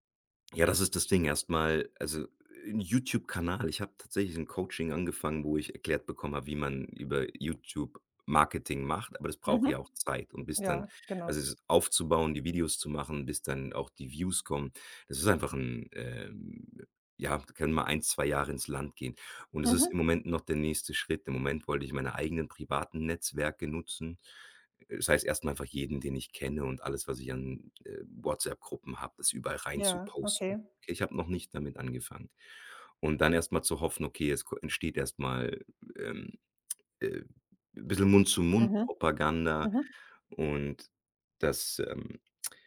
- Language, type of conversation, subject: German, advice, Wie blockiert Prokrastination deinen Fortschritt bei wichtigen Zielen?
- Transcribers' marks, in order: none